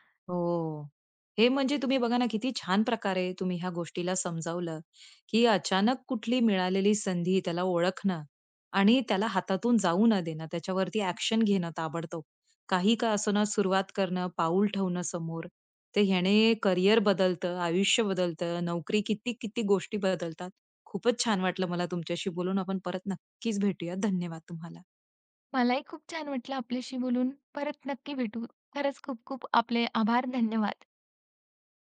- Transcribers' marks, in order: in English: "ॲक्शन"
- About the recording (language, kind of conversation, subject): Marathi, podcast, अचानक मिळालेल्या संधीने तुमचं करिअर कसं बदललं?